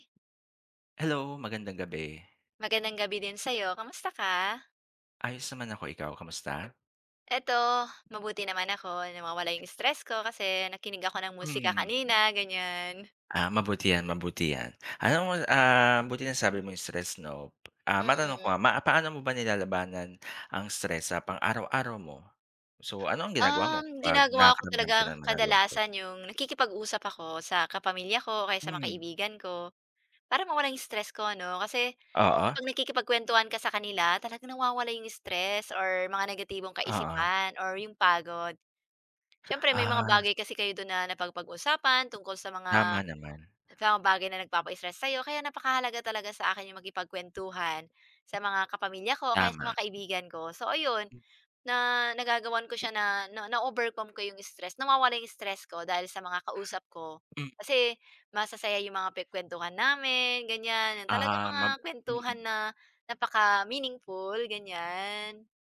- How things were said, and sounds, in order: wind; other background noise; tapping
- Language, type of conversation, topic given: Filipino, unstructured, Paano mo nilalabanan ang stress sa pang-araw-araw, at ano ang ginagawa mo kapag nakakaramdam ka ng lungkot?